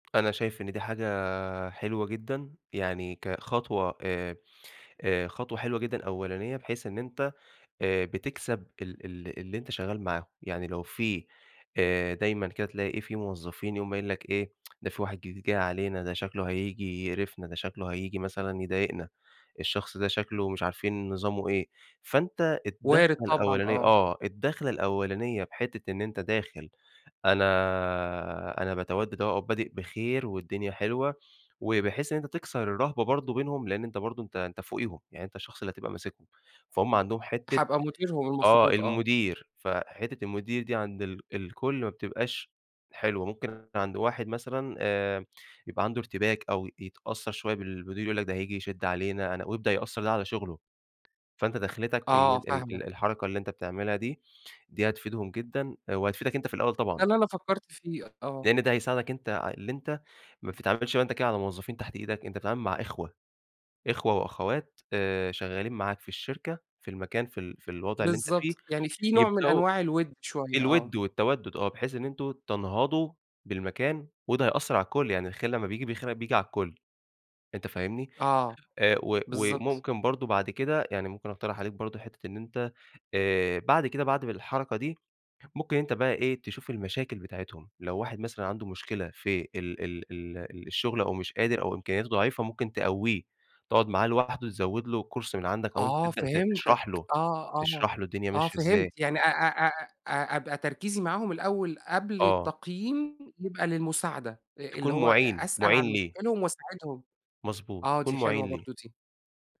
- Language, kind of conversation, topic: Arabic, advice, إزاي أتعامل مع ترقية أو دور جديد بمسؤوليات مش متعود عليها وخايف أفشل؟
- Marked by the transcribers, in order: tsk; tapping; unintelligible speech; in English: "course"